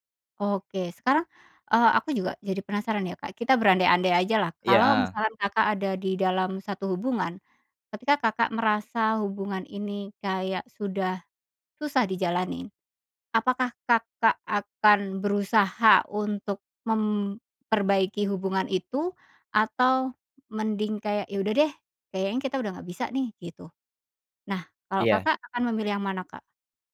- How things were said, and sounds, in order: none
- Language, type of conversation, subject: Indonesian, podcast, Bisakah kamu menceritakan pengalaman ketika orang tua mengajarkan nilai-nilai hidup kepadamu?